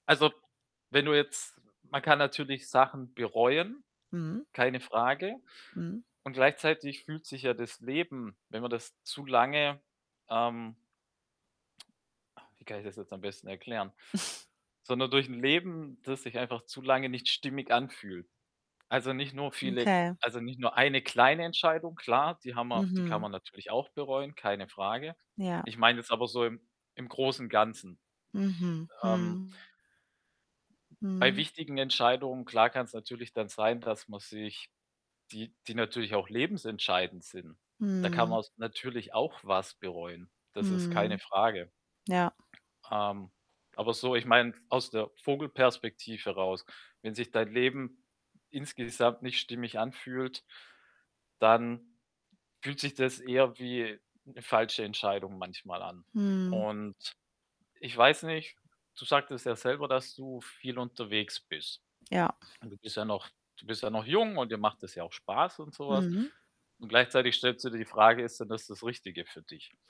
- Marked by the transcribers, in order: other background noise; static; snort; distorted speech; tapping
- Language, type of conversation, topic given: German, advice, Wie kann ich meine Lebensprioritäten so setzen, dass ich später keine schwerwiegenden Entscheidungen bereue?